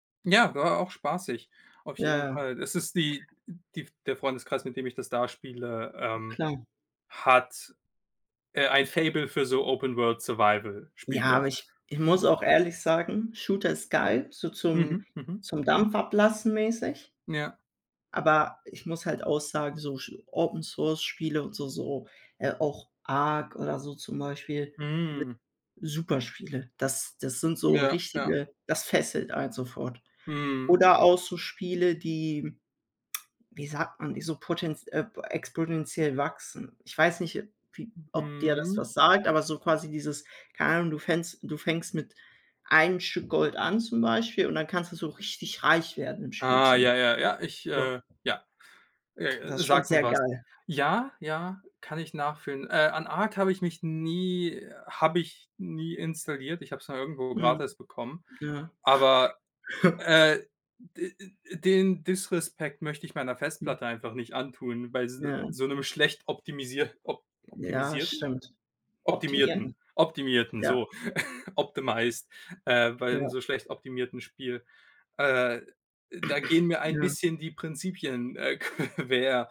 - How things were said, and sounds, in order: other background noise; snort; tsk; chuckle; in English: "disrespect"; snort; in English: "optimised"; throat clearing; laughing while speaking: "quer"
- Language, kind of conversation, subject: German, unstructured, Was ist das Schönste, das dir dein Hobby bisher gebracht hat?